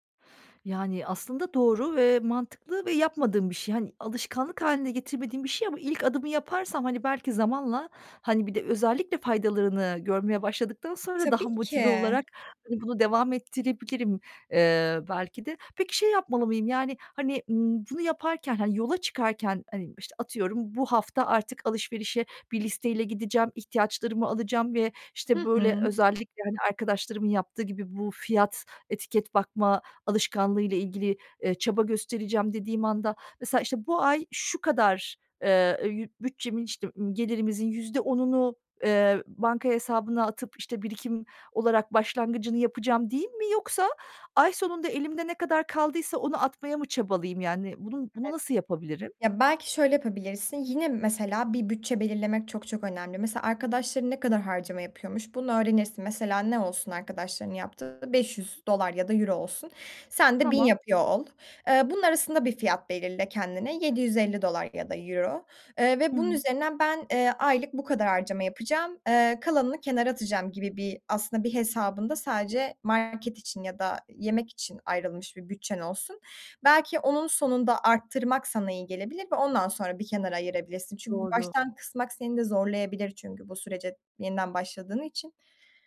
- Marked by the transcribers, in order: other background noise
- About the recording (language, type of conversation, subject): Turkish, advice, Bütçemi ve tasarruf alışkanlıklarımı nasıl geliştirebilirim ve israfı nasıl önleyebilirim?